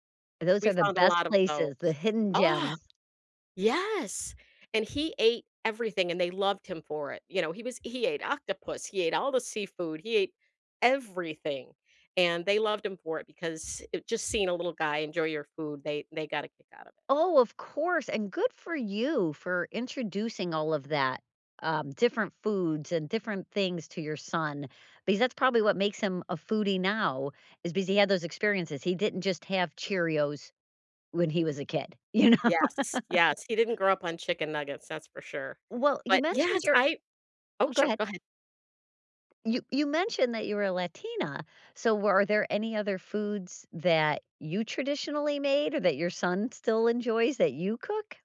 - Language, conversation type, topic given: English, unstructured, What foods from your culture bring you comfort?
- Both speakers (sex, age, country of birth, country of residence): female, 55-59, United States, United States; female, 60-64, United States, United States
- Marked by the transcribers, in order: laughing while speaking: "you know"; laugh